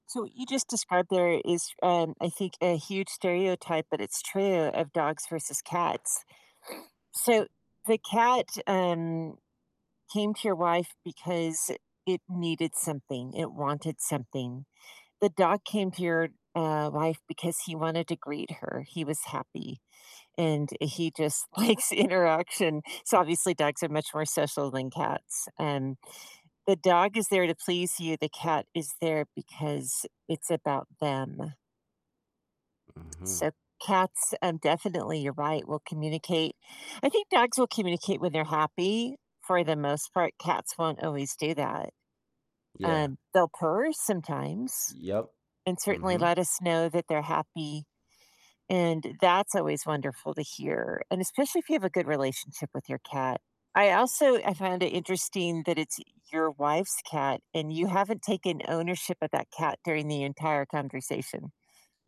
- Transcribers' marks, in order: tapping; other background noise; laughing while speaking: "likes interaction"; distorted speech
- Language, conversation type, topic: English, unstructured, What are the signs that a pet is happy or stressed?